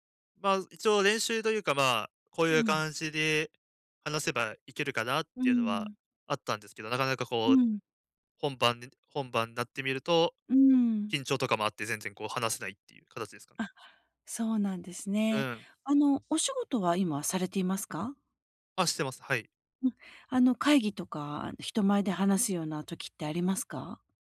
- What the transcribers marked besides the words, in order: none
- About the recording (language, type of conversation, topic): Japanese, advice, 人前で話すときに自信を高めるにはどうすればよいですか？